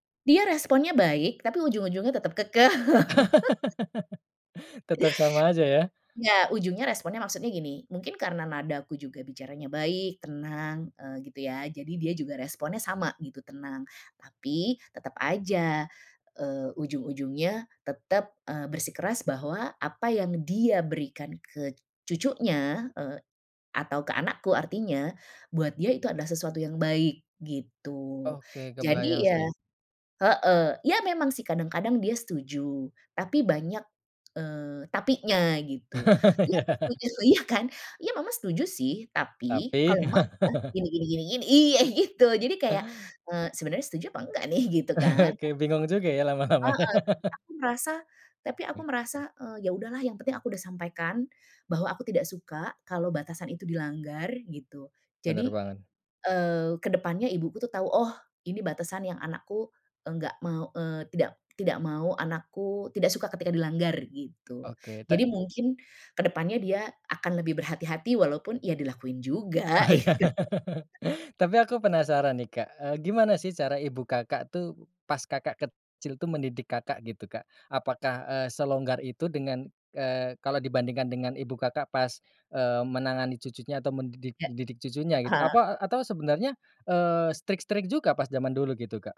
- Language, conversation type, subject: Indonesian, podcast, Bagaimana reaksimu jika orang tuamu tidak menerima batasanmu?
- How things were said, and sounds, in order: laugh; stressed: "dia"; chuckle; laughing while speaking: "ya"; laughing while speaking: "iya, gitu"; stressed: "iya"; chuckle; chuckle; laughing while speaking: "lama-lama ya"; laugh; laughing while speaking: "Oh, iya"; laughing while speaking: "gitu"; chuckle; in English: "strict-strict"